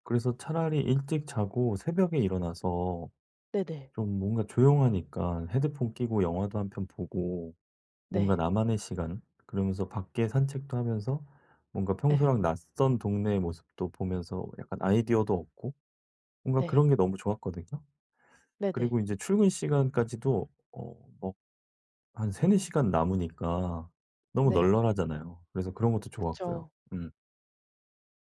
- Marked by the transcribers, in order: none
- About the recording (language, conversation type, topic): Korean, advice, 주말에 계획을 세우면서도 충분히 회복하려면 어떻게 하면 좋을까요?